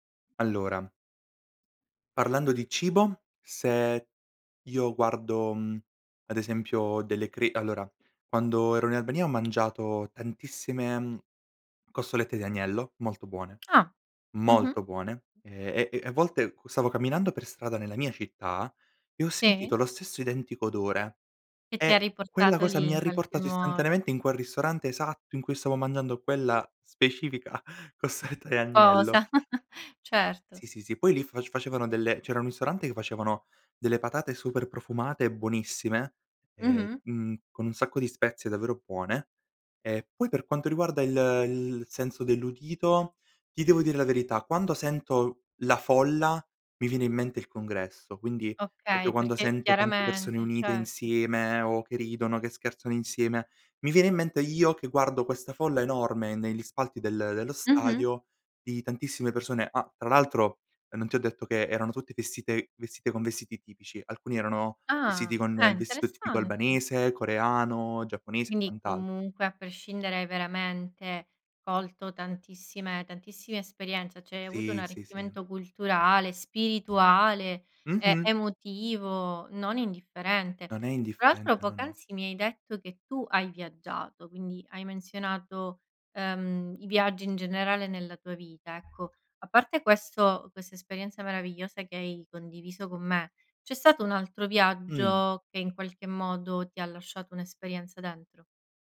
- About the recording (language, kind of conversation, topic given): Italian, podcast, Qual è stato un viaggio che ti ha cambiato la vita?
- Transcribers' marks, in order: tapping; stressed: "molto"; tongue click; laughing while speaking: "specifica costoletta"; giggle; "buone" said as "puone"; "proprio" said as "popio"; other background noise